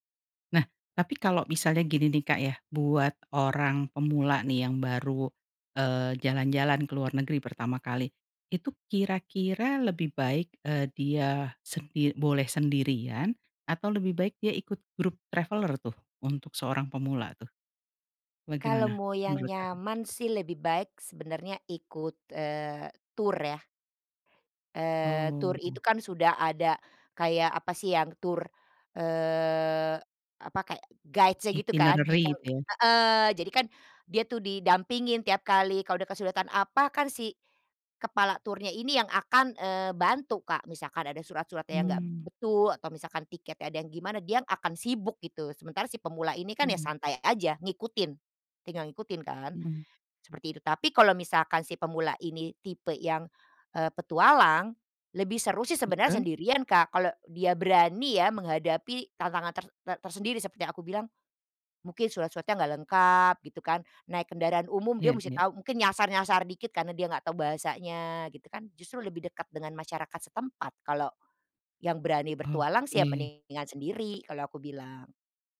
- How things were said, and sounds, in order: in English: "traveller"; in English: "guides-nya"; other background noise; tapping
- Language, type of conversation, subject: Indonesian, podcast, Apa saran utama yang kamu berikan kepada orang yang baru pertama kali bepergian sebelum mereka berangkat?